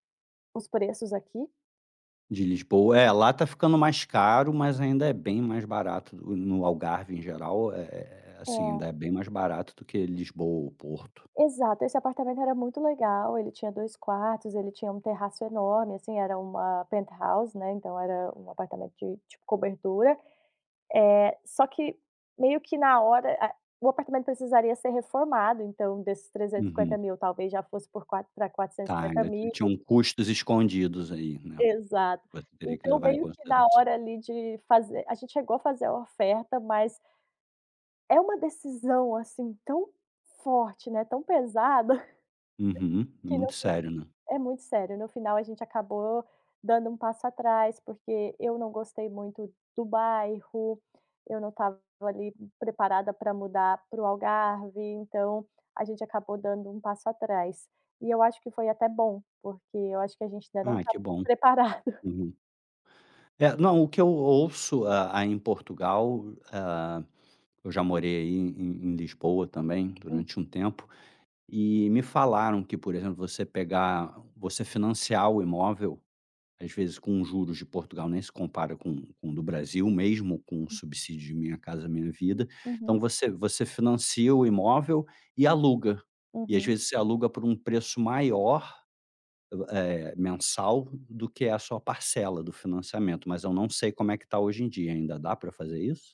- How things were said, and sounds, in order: in English: "penthouse"; tapping; chuckle; laughing while speaking: "preparado"
- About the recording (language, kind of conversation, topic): Portuguese, podcast, Como decidir entre comprar uma casa ou continuar alugando?